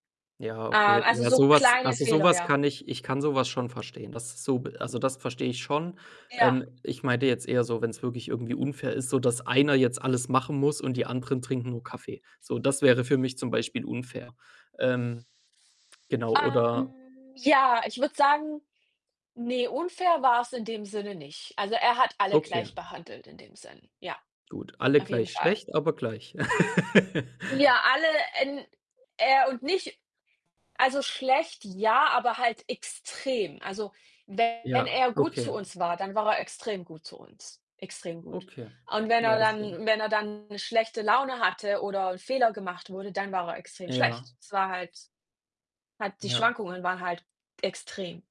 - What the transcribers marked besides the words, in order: other background noise; distorted speech; laugh
- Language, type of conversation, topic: German, unstructured, Wie gehst du mit unfairer Behandlung am Arbeitsplatz um?